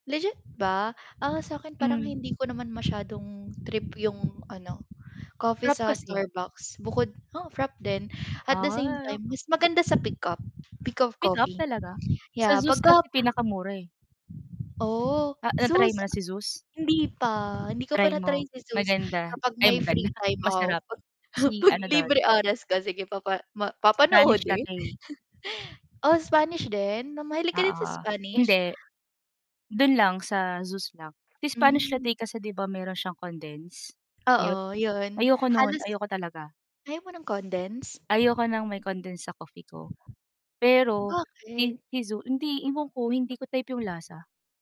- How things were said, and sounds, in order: static; wind; distorted speech; drawn out: "Oh"; tapping; laughing while speaking: "maganda"; snort
- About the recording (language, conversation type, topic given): Filipino, unstructured, Ano ang hilig mong gawin kapag may libreng oras ka?